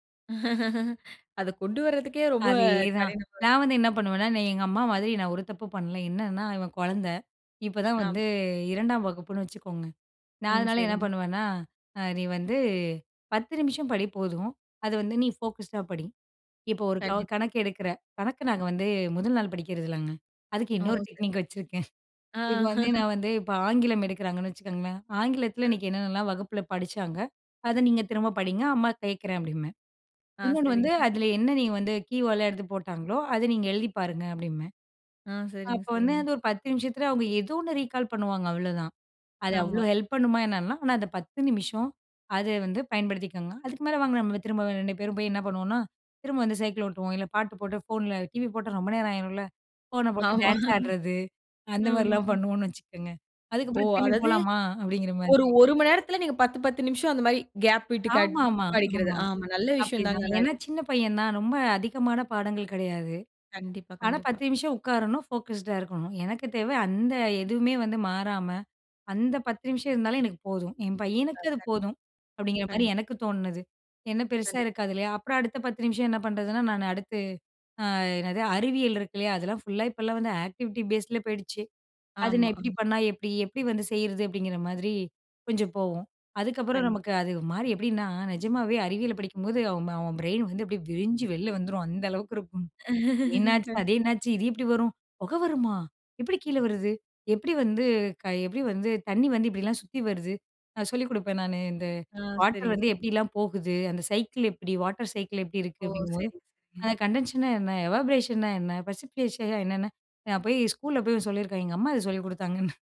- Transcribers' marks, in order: laughing while speaking: "அதை கொண்டு வரதுக்கே ரொம்ப கடினமா இருக்கும்"; in English: "ஃபோகஸ்ட்"; in English: "டெக்னிக்"; chuckle; other noise; in English: "கீவேர்ட்"; in English: "ரீகால்"; laughing while speaking: "ஆமா, ஆமா"; in English: "ஃபோகஸ்ட்"; in English: "ஆக்டிவிட்டி பேஸ்"; chuckle; put-on voice: "புகை வருமா?"; in English: "கண்டன்ஷேஷன்"; in English: "எவாபரேஷன்"; in English: "பிரசிபிடேஷன்"; chuckle
- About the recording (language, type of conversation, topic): Tamil, podcast, குழந்தைகள் படிப்பதற்கான நேரத்தை நீங்கள் எப்படித் திட்டமிட்டு ஒழுங்குபடுத்துகிறீர்கள்?